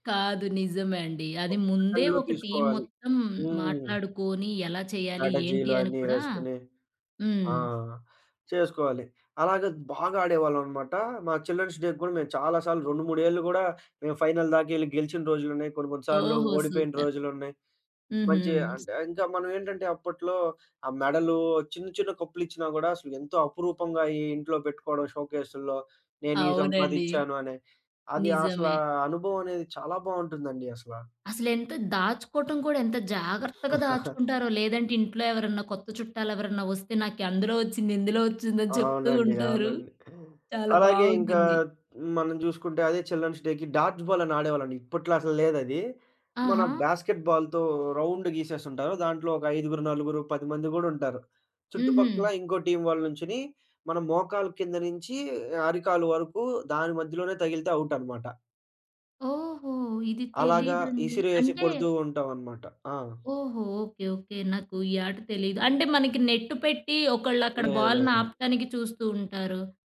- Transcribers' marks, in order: in English: "సెకండ్‍లో"; in English: "టీమ్"; in English: "చిల్డ్రన్స్ డేకి"; in English: "ఫైనల్"; in English: "సూపర్"; chuckle; laughing while speaking: "ఒచ్చిందని చెప్తూ ఉంటారు. చాలా బావుంటుంది"; in English: "చిల్డన్స్ డేకి, డాడ్జ్ బాల్"; in English: "బాస్కెట్ బాల్‌తో రౌండ్"; other background noise
- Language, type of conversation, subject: Telugu, podcast, సాంప్రదాయ ఆటలు చిన్నప్పుడు ఆడేవారా?